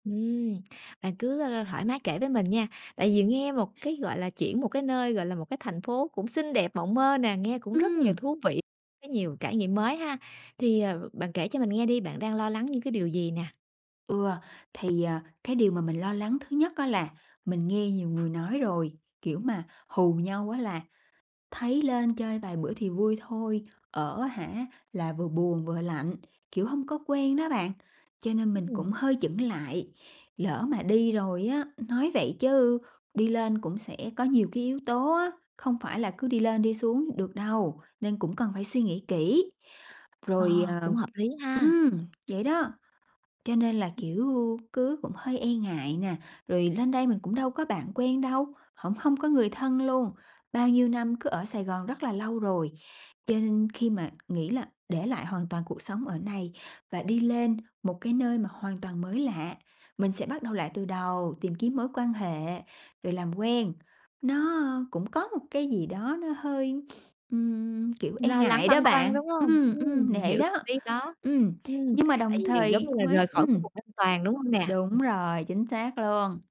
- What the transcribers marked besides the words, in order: tapping; other background noise; sniff
- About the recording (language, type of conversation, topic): Vietnamese, advice, Bạn có nên chuyển nhà sang thành phố khác để tìm cơ hội tốt hơn hoặc giảm chi phí sinh hoạt không?